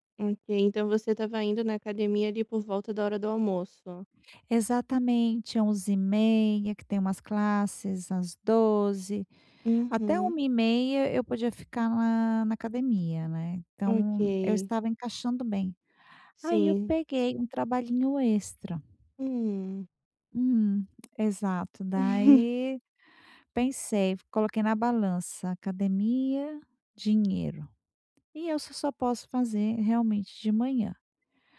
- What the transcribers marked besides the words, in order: other background noise; tapping; chuckle
- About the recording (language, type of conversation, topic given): Portuguese, advice, Como criar rotinas que reduzam recaídas?